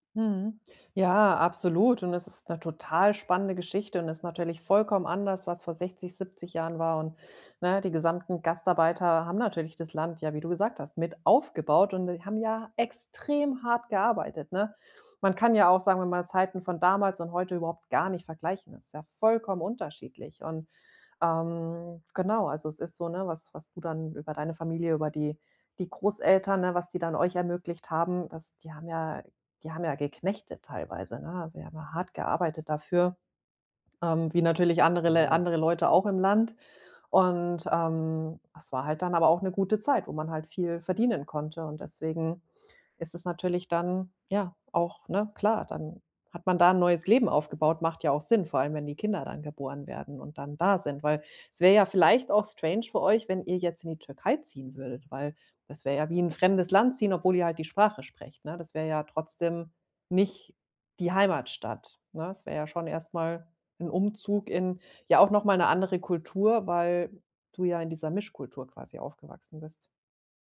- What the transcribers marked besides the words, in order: stressed: "extrem"; in English: "strange"
- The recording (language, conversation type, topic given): German, podcast, Wie nimmst du kulturelle Einflüsse in moderner Musik wahr?